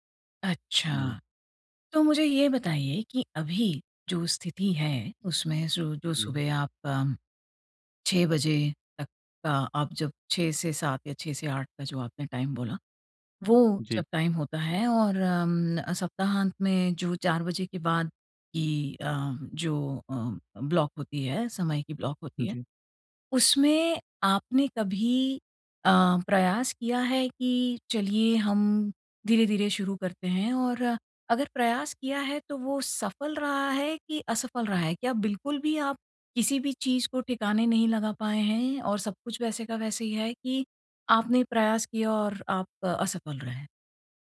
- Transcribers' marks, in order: in English: "टाइम"; in English: "टाइम"; in English: "ब्लॉक"; in English: "ब्लॉक"
- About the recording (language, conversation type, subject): Hindi, advice, मैं अपने घर की अनावश्यक चीज़ें कैसे कम करूँ?